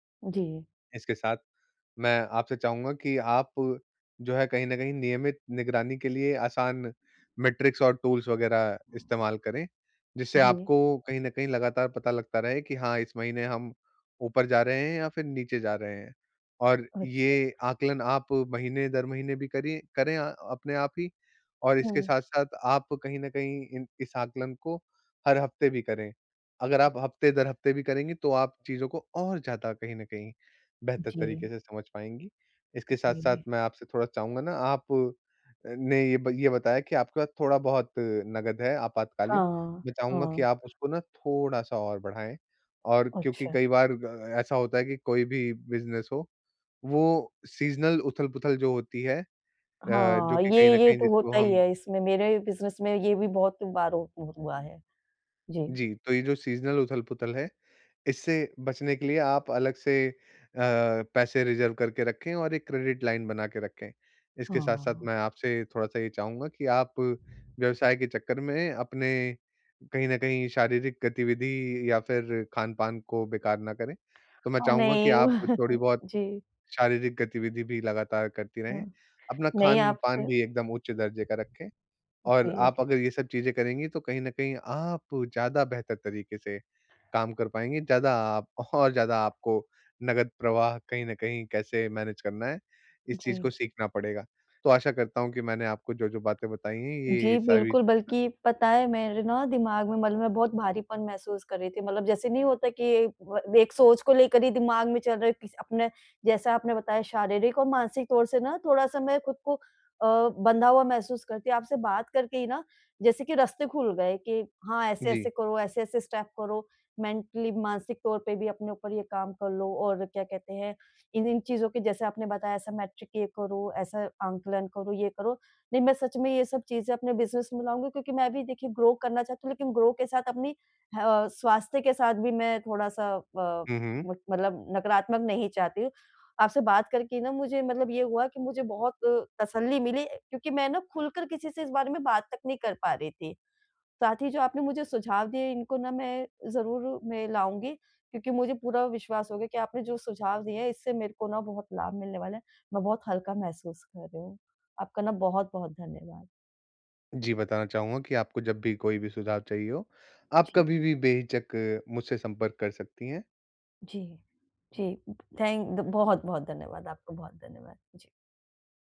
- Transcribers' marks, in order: in English: "मैट्रिक्स"; in English: "टूल्स"; other background noise; in English: "बिज़नेस"; in English: "सीज़नल"; in English: "बिज़नेस"; in English: "सीज़नल"; in English: "रिज़र्व"; in English: "क्रेडिट लाइन"; chuckle; in English: "मैनेज"; other noise; in English: "स्टेप"; in English: "मेंटली"; in English: "मैट्रिक"; in English: "बिज़नेस"; in English: "ग्रो"; in English: "ग्रो"; in English: "थैंक"
- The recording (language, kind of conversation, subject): Hindi, advice, मैं अपने स्टार्टअप में नकदी प्रवाह और खर्चों का बेहतर प्रबंधन कैसे करूँ?